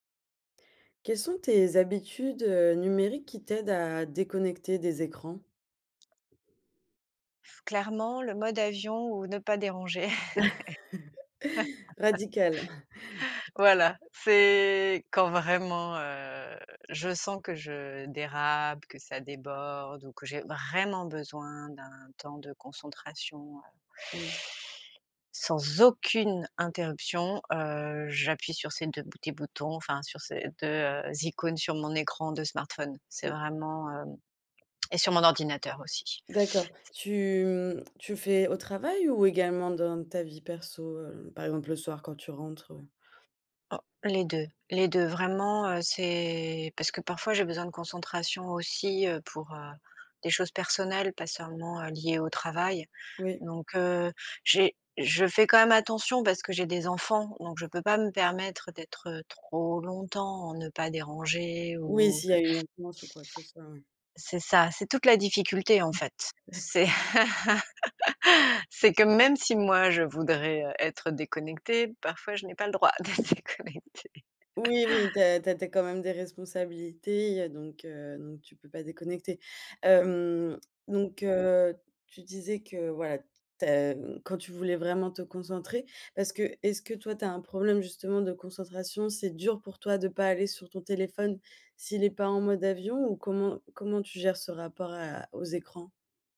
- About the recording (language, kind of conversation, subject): French, podcast, Quelles habitudes numériques t’aident à déconnecter ?
- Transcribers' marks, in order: other background noise; chuckle; laugh; drawn out: "heu"; stressed: "dérape"; stressed: "déborde"; stressed: "vraiment"; stressed: "aucune"; chuckle; laugh; laughing while speaking: "d'être déconnectée"; chuckle